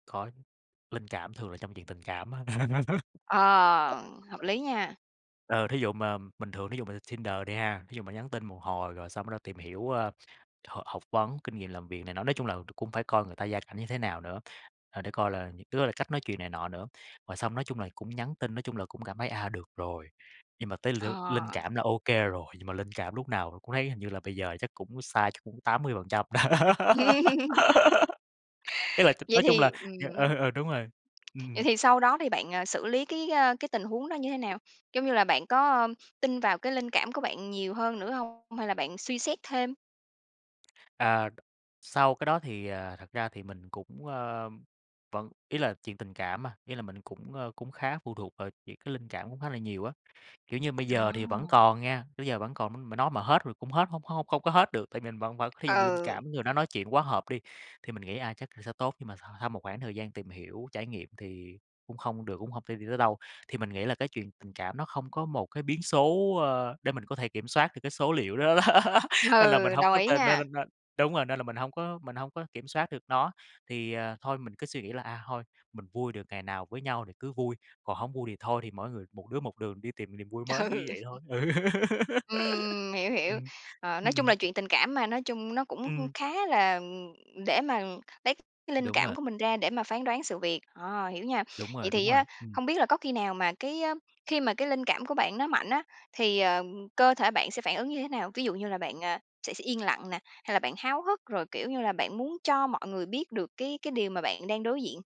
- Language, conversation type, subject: Vietnamese, podcast, Bạn xử lý mâu thuẫn giữa linh cảm và lời khuyên của người khác như thế nào?
- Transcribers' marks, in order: laugh; other background noise; tapping; laugh; laugh; laughing while speaking: "Ừ"; laughing while speaking: "đó"; laugh; laughing while speaking: "Ừ"; laughing while speaking: "Ừ!"; laugh